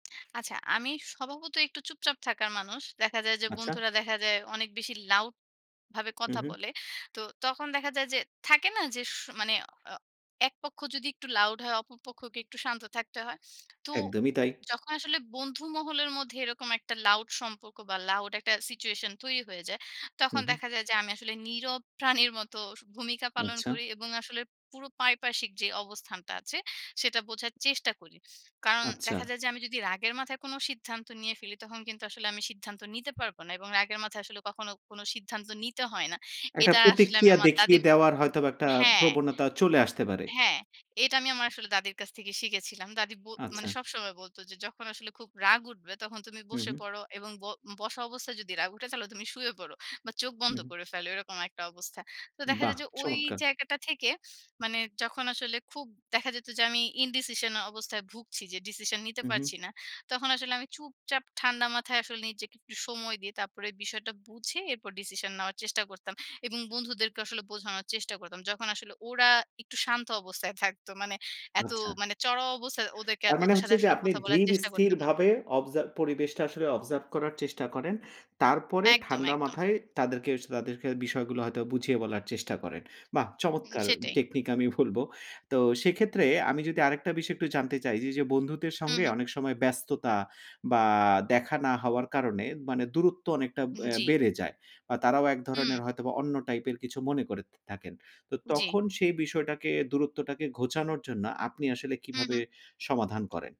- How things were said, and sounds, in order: tapping; laughing while speaking: "প্রাণীর মতো"; other background noise; laughing while speaking: "তাহলে তুমি শুয়ে পড়ো"; laughing while speaking: "আমি বলব"; drawn out: "বা"
- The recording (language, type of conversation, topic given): Bengali, podcast, সম্পর্কগুলো টিকিয়ে রাখতে আপনি কী করেন?